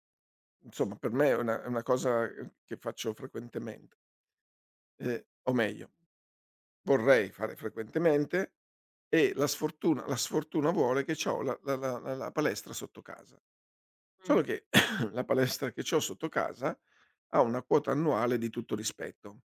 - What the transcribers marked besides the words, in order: cough
- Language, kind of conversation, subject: Italian, advice, Come vivi la pressione economica e sociale che ti spinge a spendere oltre le tue possibilità?